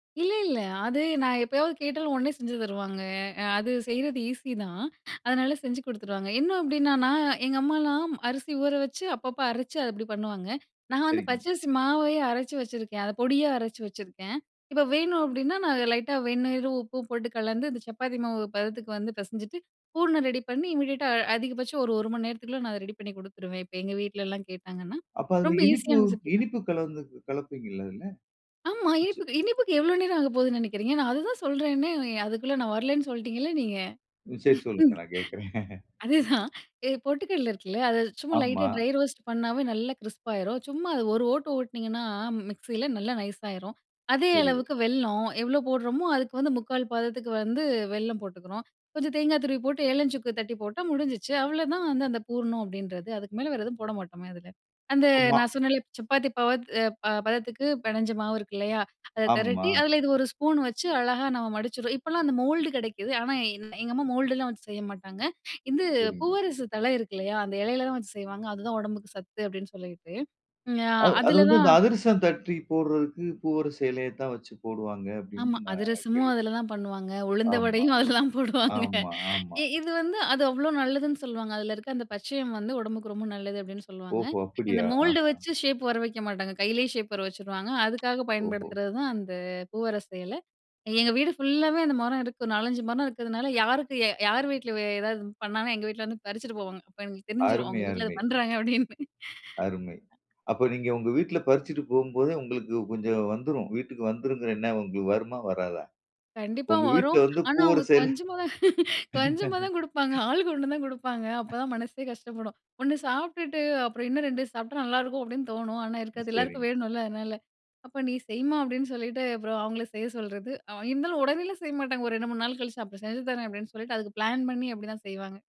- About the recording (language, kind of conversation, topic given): Tamil, podcast, பண்டிகை நாட்களில் மட்டும் சாப்பிடும் உணவைப் பற்றிய நினைவு உங்களுக்குண்டா?
- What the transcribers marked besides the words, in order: in English: "லைட்டா"; in English: "இம்மிடியட்டா"; in English: "ரெசிபி"; chuckle; laughing while speaking: "அதேதான்"; chuckle; in English: "ட்ரை ரோஸ்ட்"; in English: "கிரிஸ்ப்"; background speech; in English: "மோல்டு"; laughing while speaking: "உளுந்த வடையும் அதுலதான் போடுவாங்க"; other noise; in English: "மோல்டு"; in English: "ஷேப்"; tsk; in English: "ஃபுல்லாவே"; laughing while speaking: "பண்றாங்க அப்பிடின்னு"; laugh; laugh; in English: "பிளான்"